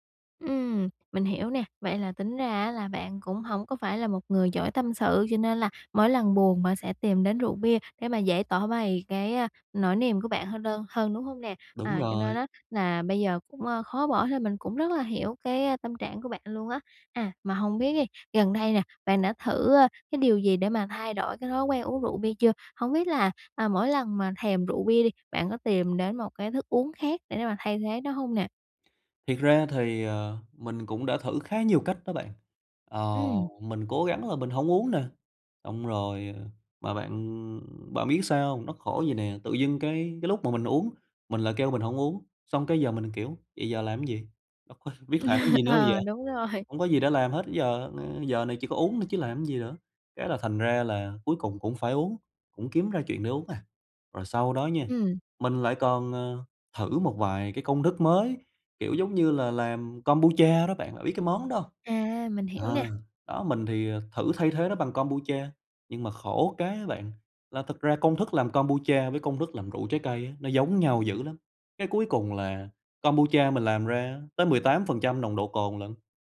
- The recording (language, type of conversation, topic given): Vietnamese, advice, Làm sao để phá vỡ những mô thức tiêu cực lặp đi lặp lại?
- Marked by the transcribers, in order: tapping; other background noise; laugh